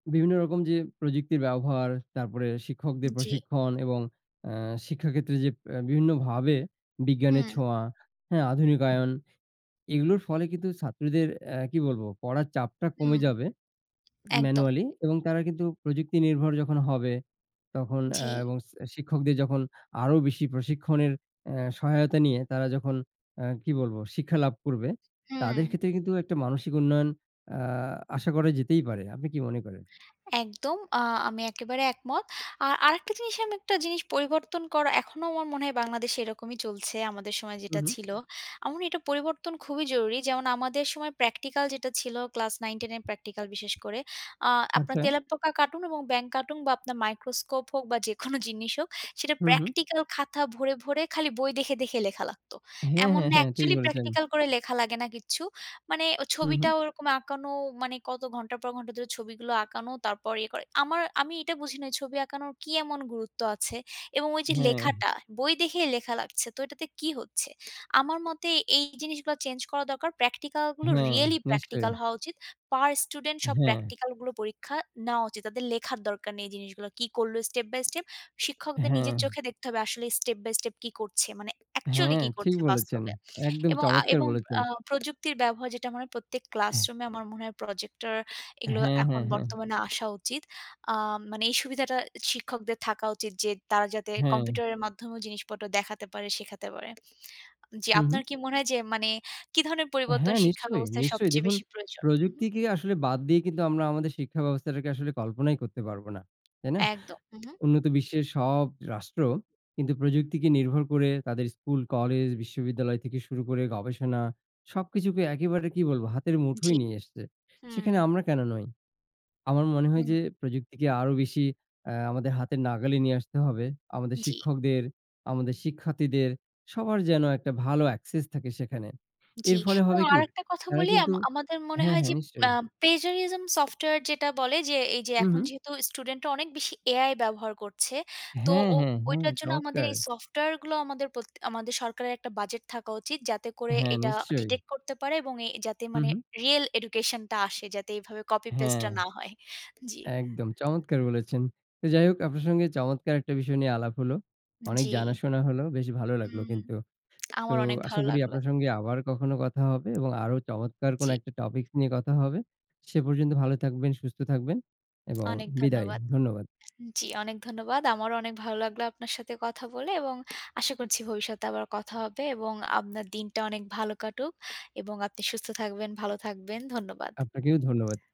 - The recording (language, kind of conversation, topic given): Bengali, unstructured, আপনার মতে, আমাদের শিক্ষা ব্যবস্থা কি যথেষ্ট উন্নত?
- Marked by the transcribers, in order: other background noise; in English: "একচুয়ালি"; in English: "একচুয়ালি"; in English: "একসেস"; laughing while speaking: "না হয়"; tongue click